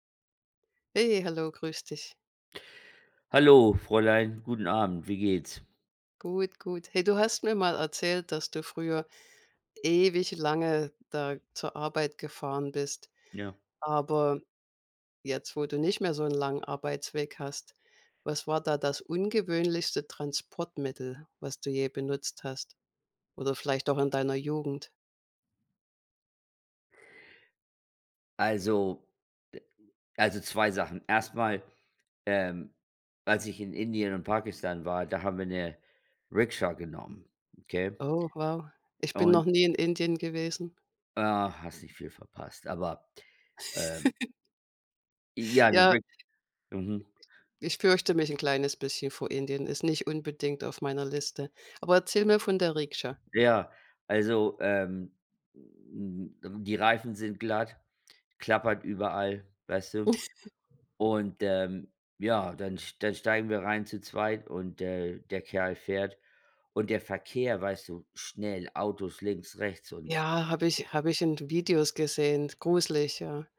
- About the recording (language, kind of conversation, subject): German, unstructured, Was war das ungewöhnlichste Transportmittel, das du je benutzt hast?
- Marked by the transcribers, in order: laugh; giggle